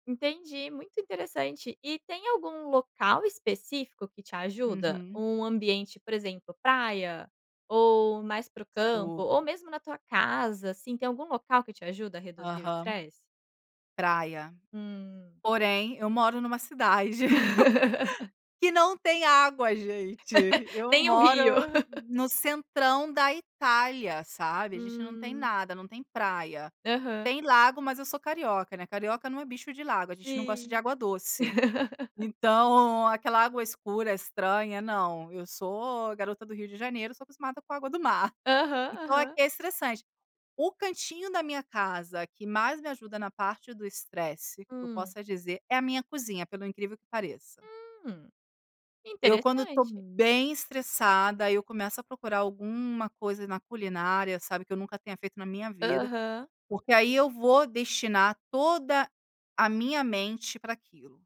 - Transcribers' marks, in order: laugh; chuckle; chuckle; chuckle
- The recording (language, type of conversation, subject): Portuguese, podcast, Qual é uma prática simples que ajuda você a reduzir o estresse?